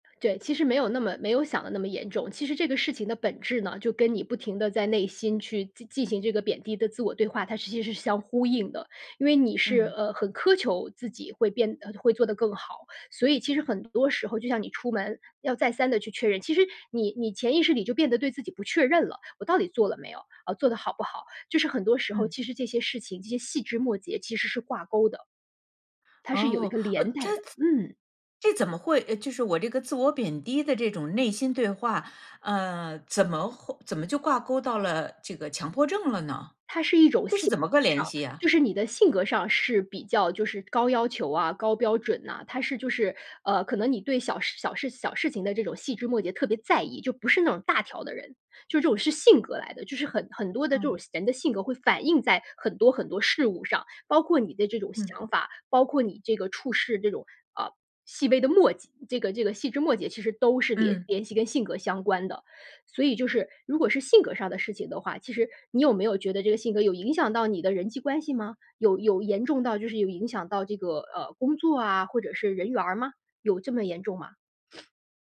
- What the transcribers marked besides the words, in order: other background noise; stressed: "性"; other noise
- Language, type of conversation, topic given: Chinese, advice, 我该如何描述自己持续自我贬低的内心对话？